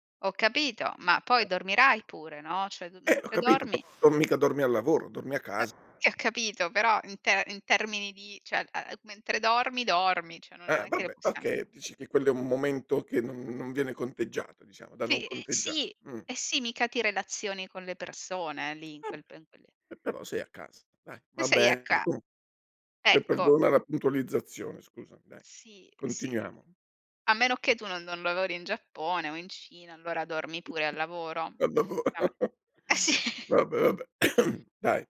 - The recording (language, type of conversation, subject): Italian, podcast, Quali segnali ti fanno capire che stai per arrivare al burnout sul lavoro?
- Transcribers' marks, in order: other background noise; "Cioè" said as "ceh"; "cioè" said as "ceh"; "cioè" said as "ceh"; tapping; chuckle; laughing while speaking: "sì"; throat clearing